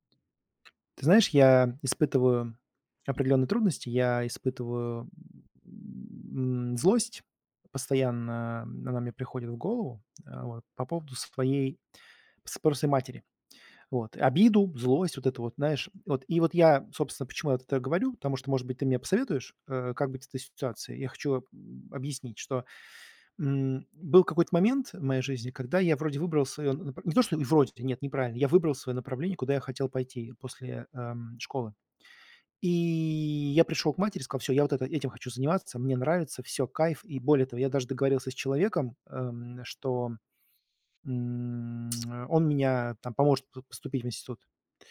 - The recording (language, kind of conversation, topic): Russian, advice, Какие обиды и злость мешают вам двигаться дальше?
- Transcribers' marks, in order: other background noise; tapping; other noise; drawn out: "м"